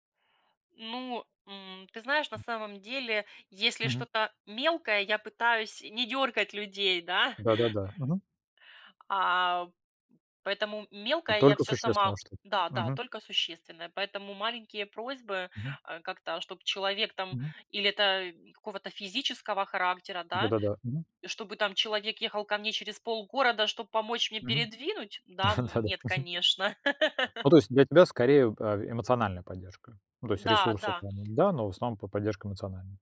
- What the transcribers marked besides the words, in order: other background noise; chuckle; tapping; laughing while speaking: "Да-да"; laugh; unintelligible speech
- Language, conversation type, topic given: Russian, podcast, Как находить баланс между тем, чтобы давать и получать поддержку?